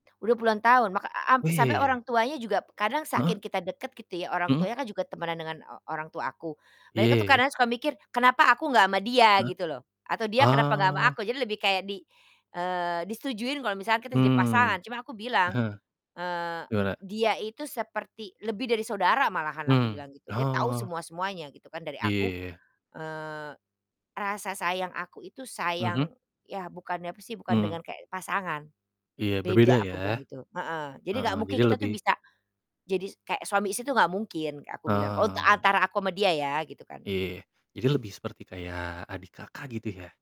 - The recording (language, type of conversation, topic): Indonesian, unstructured, Apa arti persahabatan sejati menurutmu?
- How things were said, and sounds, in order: none